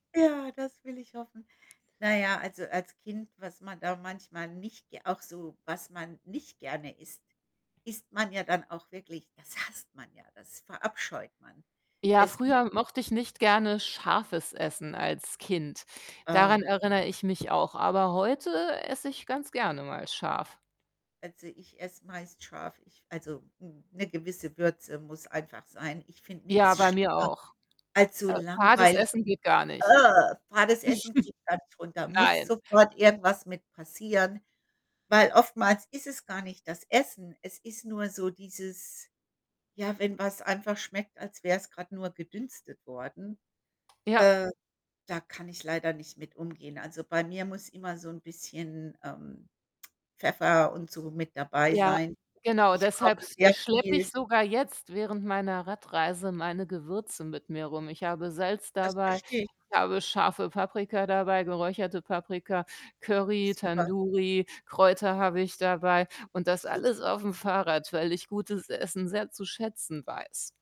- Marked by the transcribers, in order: other background noise; distorted speech; tapping; unintelligible speech; chuckle
- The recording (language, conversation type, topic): German, unstructured, Welches Essen erinnert dich an deine Kindheit?